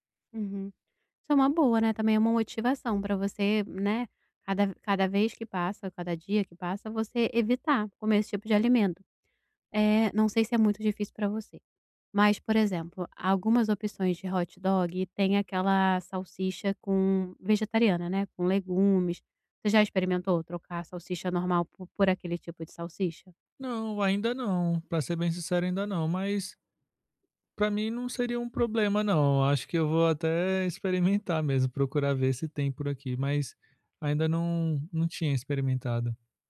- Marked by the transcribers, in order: tapping
- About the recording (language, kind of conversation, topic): Portuguese, advice, Como posso reduzir o consumo diário de alimentos ultraprocessados na minha dieta?